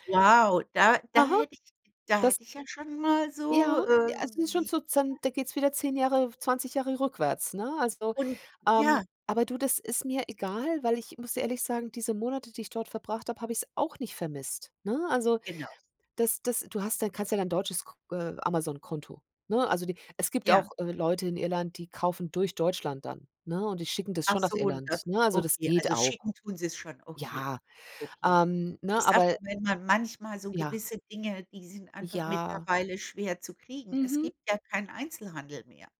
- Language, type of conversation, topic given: German, unstructured, Welche Ziele möchtest du in den nächsten fünf Jahren erreichen?
- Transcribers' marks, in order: other background noise